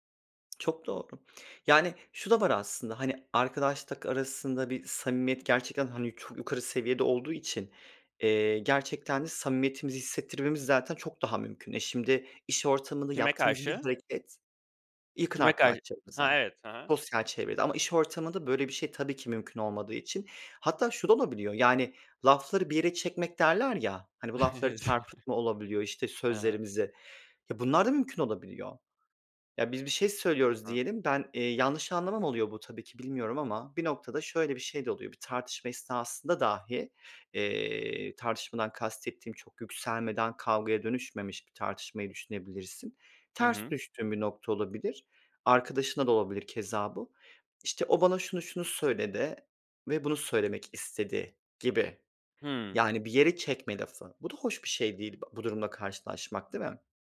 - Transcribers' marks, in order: chuckle; unintelligible speech
- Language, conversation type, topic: Turkish, unstructured, Başkalarının seni yanlış anlamasından korkuyor musun?